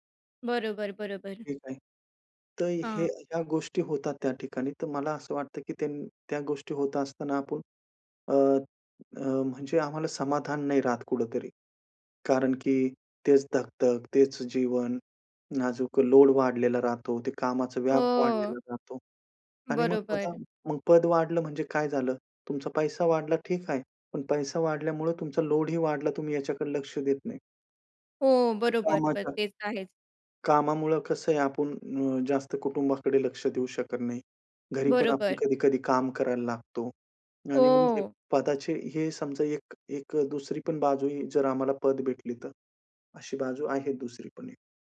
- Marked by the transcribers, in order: other background noise; other noise
- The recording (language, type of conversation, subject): Marathi, podcast, मोठ्या पदापेक्षा कामात समाधान का महत्त्वाचं आहे?